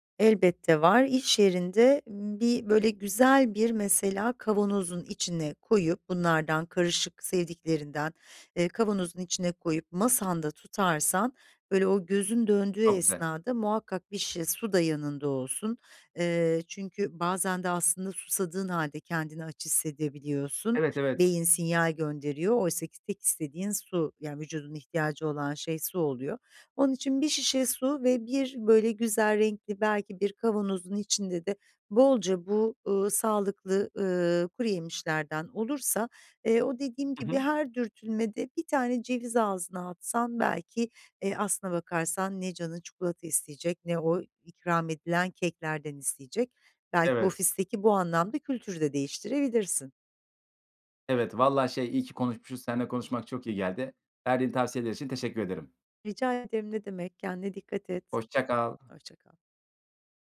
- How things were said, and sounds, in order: tapping
- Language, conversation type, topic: Turkish, advice, Atıştırmalık seçimlerimi evde ve dışarıda daha sağlıklı nasıl yapabilirim?